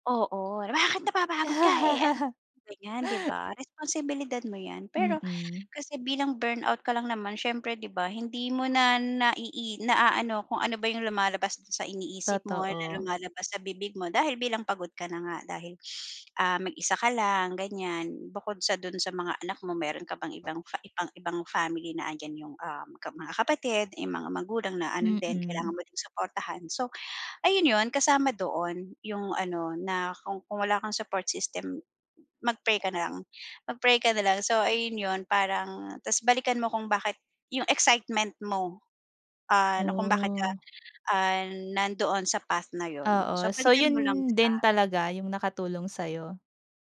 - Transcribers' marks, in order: put-on voice: "Bakit napapagod ka, eh ano"; laugh; in English: "burnout"
- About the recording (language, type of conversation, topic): Filipino, podcast, Paano mo hinahanap ang layunin o direksyon sa buhay?